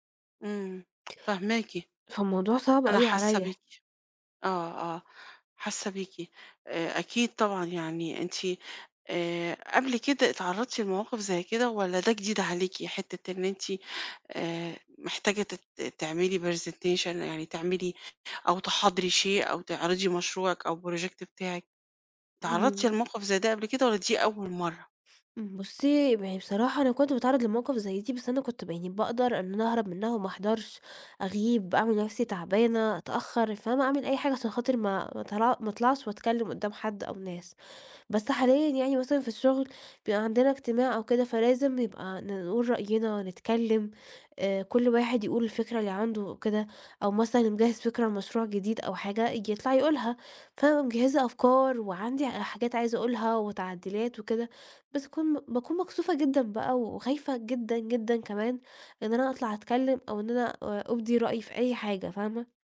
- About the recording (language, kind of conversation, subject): Arabic, advice, إزاي أتغلب على خوفي من الكلام قدّام الناس في الشغل أو في الاجتماعات؟
- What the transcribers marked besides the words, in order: in English: "presentation"; in English: "project"; tapping